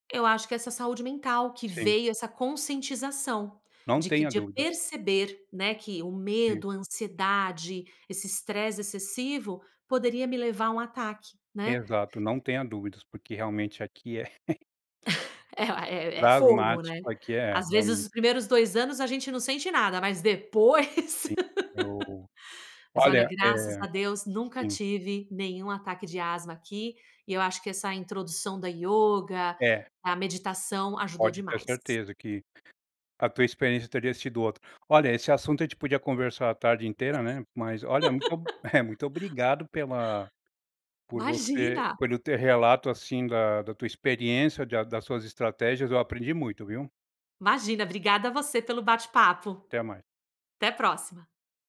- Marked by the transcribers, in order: other background noise; laugh; tapping; laugh; laugh; laugh
- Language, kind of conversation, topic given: Portuguese, podcast, Como você cuida da sua saúde mental no dia a dia?